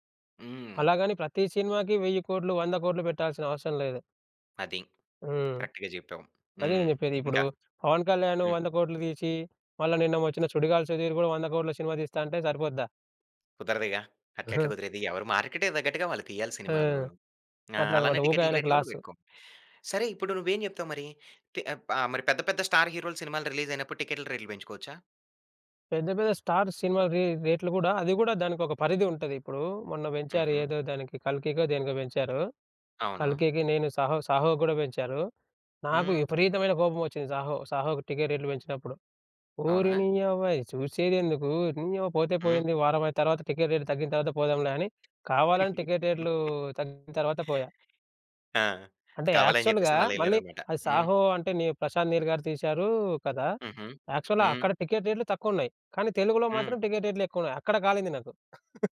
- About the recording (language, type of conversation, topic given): Telugu, podcast, పాత రోజుల సినిమా హాల్‌లో మీ అనుభవం గురించి చెప్పగలరా?
- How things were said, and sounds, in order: tapping; in English: "కరెక్ట్‌గా"; chuckle; in English: "స్టార్"; in English: "రిలీజ్"; in English: "స్టార్"; in English: "రేట్"; other background noise; laugh; in English: "యాక్చువల్‌గా"; in English: "యాక్చువల్‌గా"; chuckle